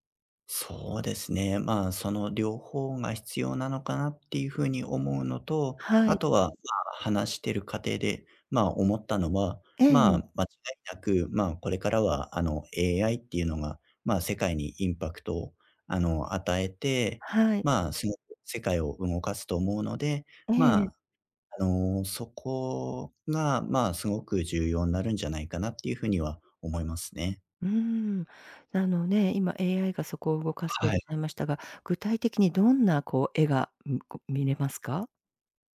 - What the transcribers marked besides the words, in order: other background noise
- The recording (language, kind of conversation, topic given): Japanese, advice, 社会貢献や意味のある活動を始めるには、何から取り組めばよいですか？